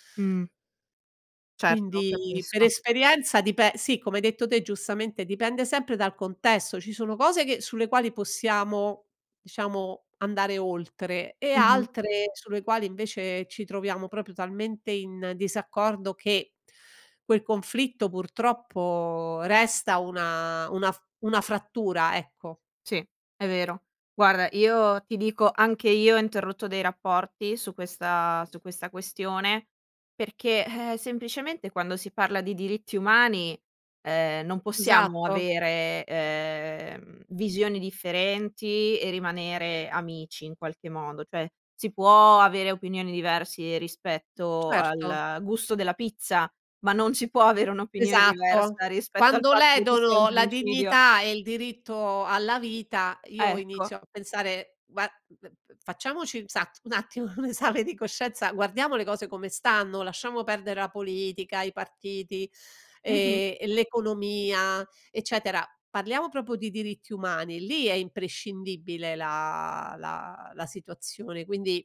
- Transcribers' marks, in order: "proprio" said as "propio"; "proprio" said as "propo"
- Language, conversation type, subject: Italian, podcast, Come si può ricostruire la fiducia dopo un conflitto?